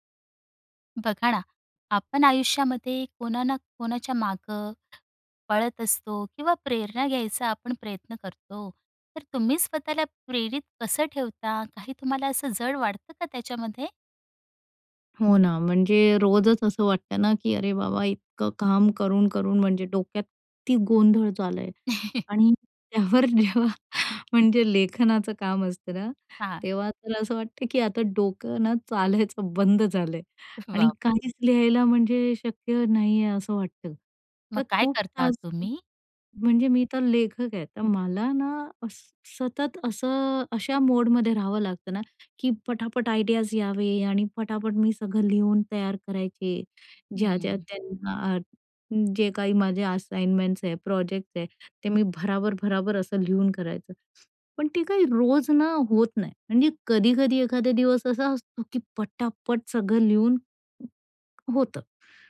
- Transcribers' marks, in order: tapping; chuckle; laughing while speaking: "त्यावर जेव्हा"; chuckle; other background noise; in English: "मोडमध्ये"; in English: "आयडियाज"; in English: "असाइनमेंट्स"
- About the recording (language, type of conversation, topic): Marathi, podcast, तुम्हाला सगळं जड वाटत असताना तुम्ही स्वतःला प्रेरित कसं ठेवता?